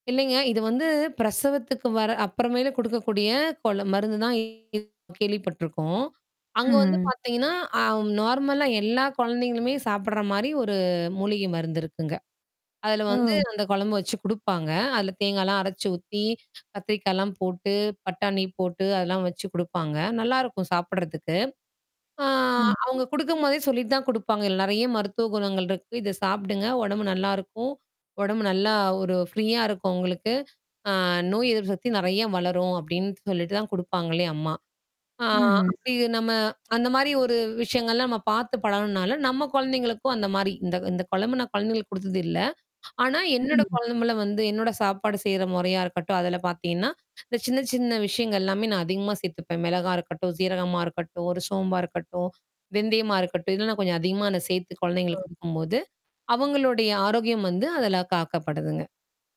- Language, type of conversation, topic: Tamil, podcast, அடிப்படை மருந்துப் பெட்டியைத் தயாரிக்கும்போது அதில் என்னென்ன பொருட்களை வைத்திருப்பீர்கள்?
- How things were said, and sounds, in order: distorted speech; other background noise; in English: "நார்மலா"; tapping; static; in English: "ஃப்ரீயா"